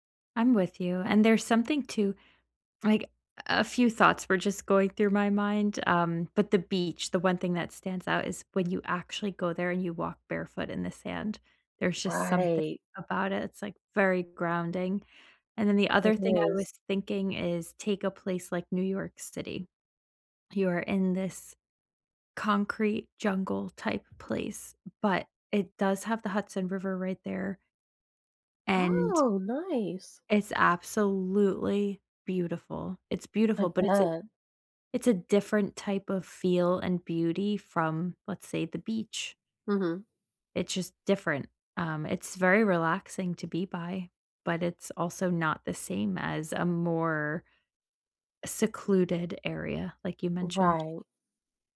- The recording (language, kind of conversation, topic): English, unstructured, How can I use nature to improve my mental health?
- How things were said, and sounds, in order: none